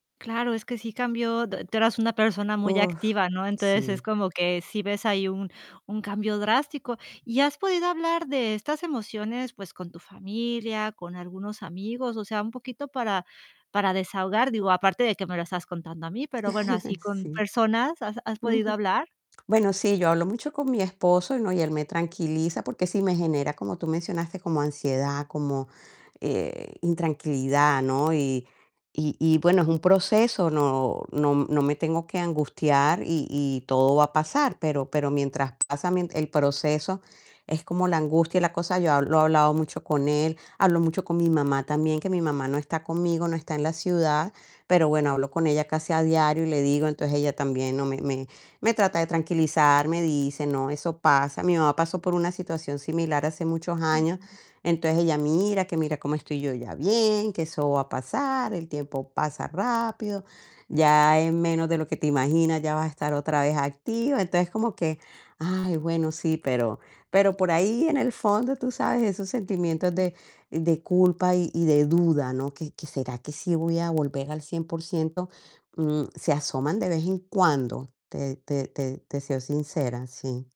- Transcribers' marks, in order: tapping; static; chuckle; mechanical hum; other noise
- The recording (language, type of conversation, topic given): Spanish, advice, ¿Qué diagnóstico médico te dieron y qué hábitos diarios necesitas cambiar a partir de él?